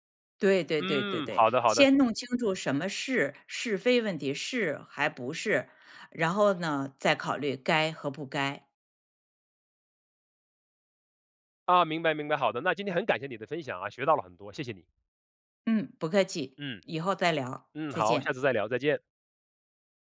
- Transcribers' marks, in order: none
- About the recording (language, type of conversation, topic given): Chinese, podcast, 你如何辨别内心的真实声音？